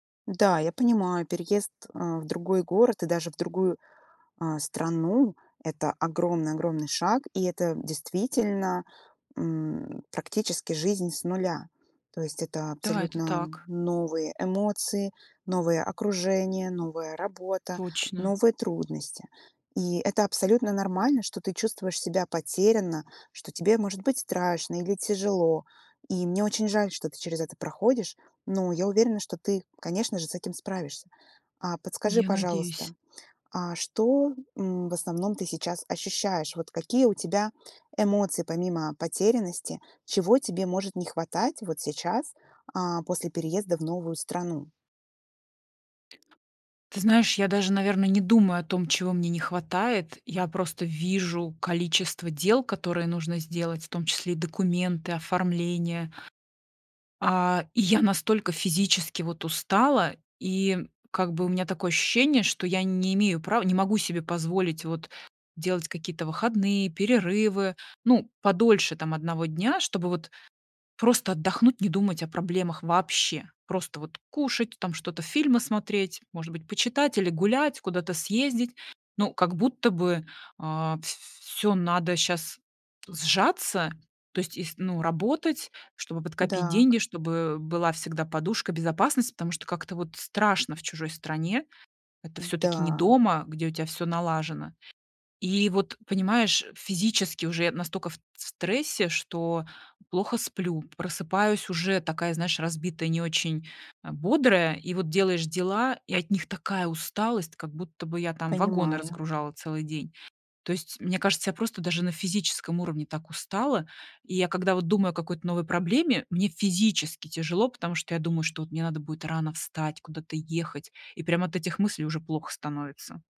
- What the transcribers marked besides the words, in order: other noise; stressed: "вообще"; stressed: "физически"
- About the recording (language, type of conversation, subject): Russian, advice, Как безопасно и уверенно переехать в другой город и начать жизнь с нуля?